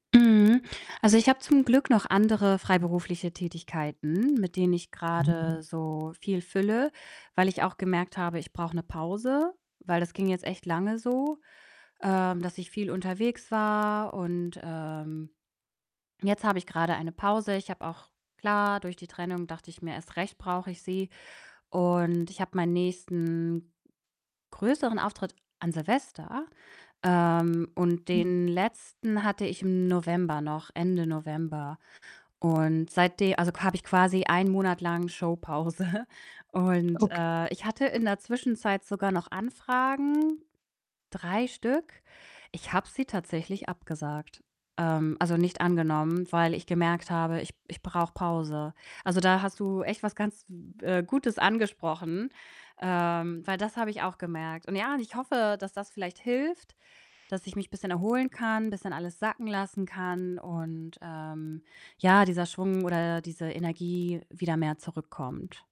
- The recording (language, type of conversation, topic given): German, advice, Wie behalte ich meinen Schwung, wenn ich das Gefühl habe, dass alles stagniert?
- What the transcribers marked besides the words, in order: distorted speech; other noise; laughing while speaking: "Showpause"; tapping; static